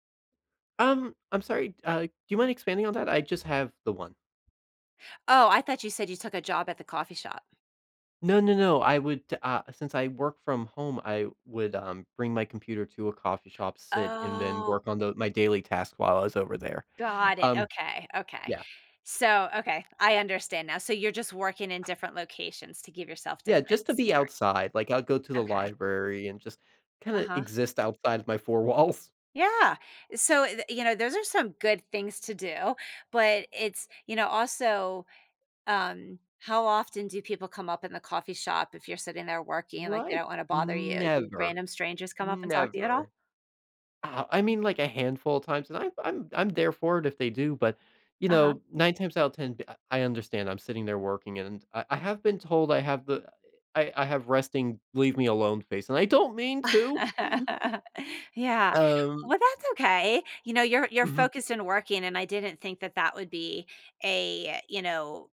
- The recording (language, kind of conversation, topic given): English, advice, How can I meet and make lasting friends after moving to a new city if I don't meet people outside work?
- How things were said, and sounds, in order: drawn out: "Oh"; other background noise; laughing while speaking: "four walls"; laugh; chuckle